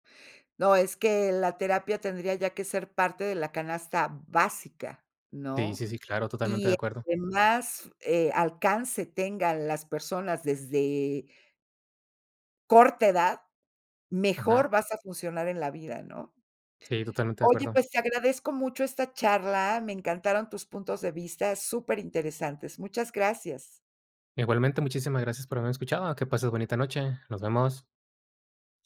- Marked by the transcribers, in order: none
- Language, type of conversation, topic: Spanish, podcast, ¿Cómo estableces límites entre el trabajo y tu vida personal cuando siempre tienes el celular a la mano?